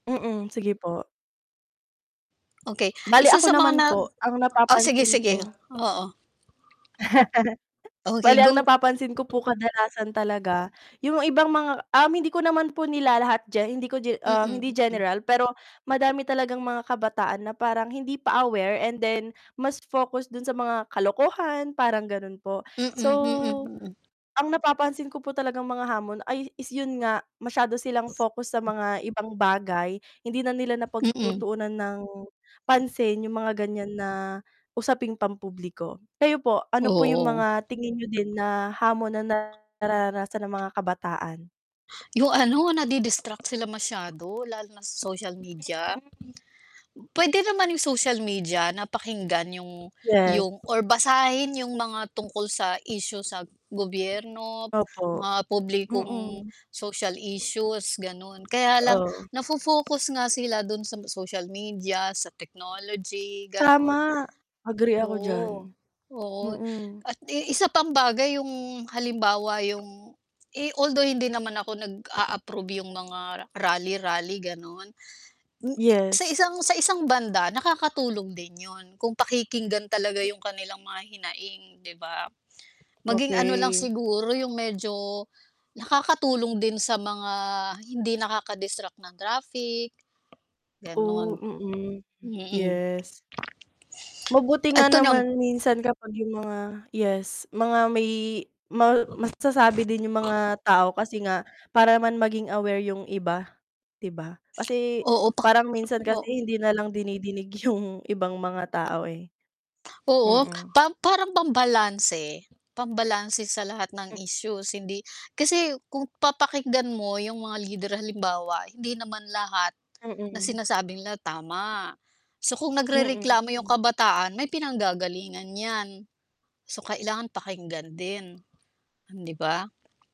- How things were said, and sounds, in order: mechanical hum; tapping; laugh; distorted speech; other background noise; static; laughing while speaking: "yung"
- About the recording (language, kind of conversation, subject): Filipino, unstructured, Paano mo tinitingnan ang papel ng mga kabataan sa mga kasalukuyang isyu?